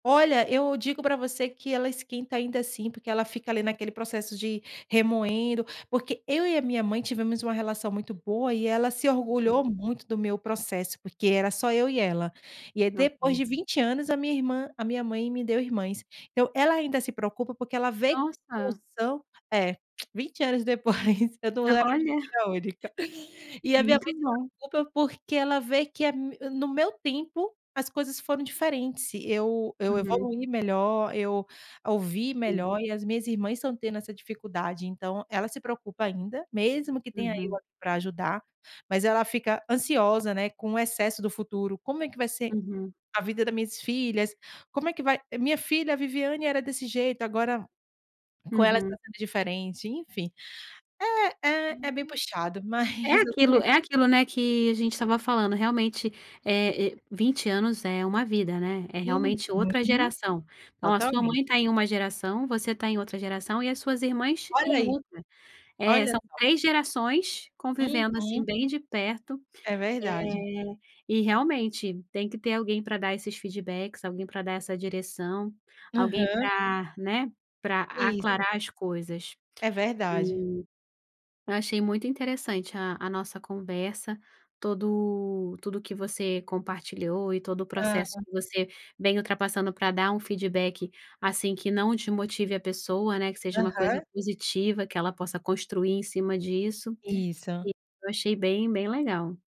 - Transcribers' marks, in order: tongue click; laughing while speaking: "eu não era filha única"; laughing while speaking: "mas"
- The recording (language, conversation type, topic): Portuguese, podcast, Como dar feedback sem desmotivar a pessoa?